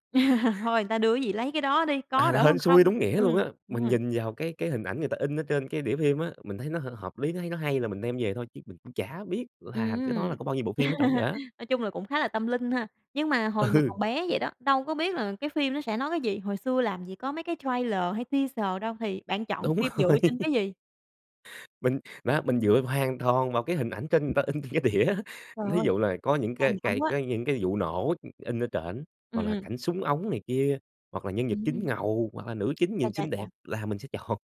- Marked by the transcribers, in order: chuckle; chuckle; other background noise; laughing while speaking: "Ừ"; in English: "trailer"; in English: "teaser"; laughing while speaking: "rồi"; laughing while speaking: "người ta in trên cái đĩa á"; tapping; laughing while speaking: "chọn"
- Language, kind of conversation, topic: Vietnamese, podcast, Bạn nghĩ những sở thích hồi nhỏ đã ảnh hưởng đến con người bạn bây giờ như thế nào?
- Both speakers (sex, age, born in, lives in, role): female, 25-29, Vietnam, Vietnam, host; male, 20-24, Vietnam, Vietnam, guest